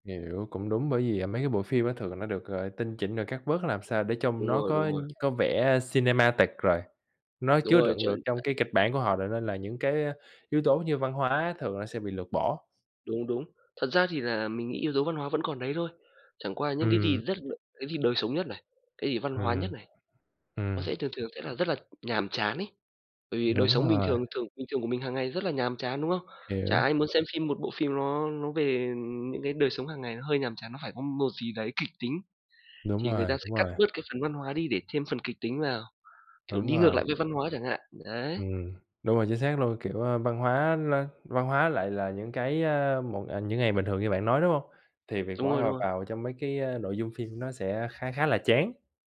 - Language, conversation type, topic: Vietnamese, unstructured, Có nên xem phim như một cách để hiểu các nền văn hóa khác không?
- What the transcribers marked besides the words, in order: in English: "cinematic"; unintelligible speech; tapping; other background noise